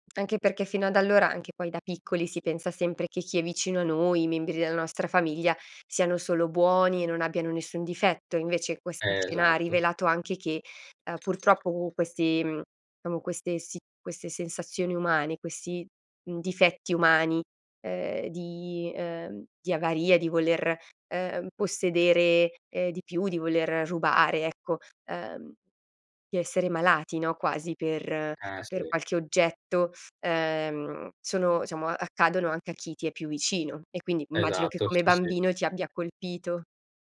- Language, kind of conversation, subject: Italian, podcast, Raccontami del film che ti ha cambiato la vita
- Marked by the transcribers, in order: other noise; "diciamo" said as "ciamo"